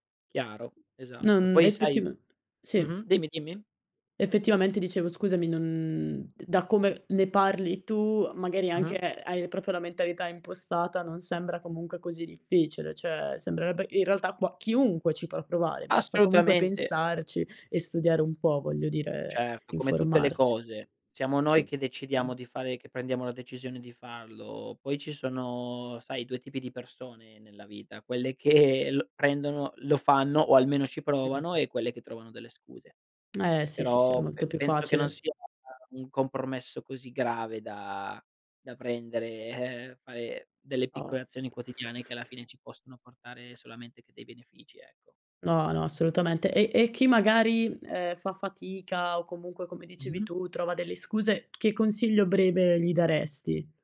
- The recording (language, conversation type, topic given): Italian, podcast, Come fai a mantenere l’equilibrio tra lavoro e tempo libero?
- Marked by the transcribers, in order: other background noise; "Assolutamente" said as "assoutamente"; drawn out: "sono"; tapping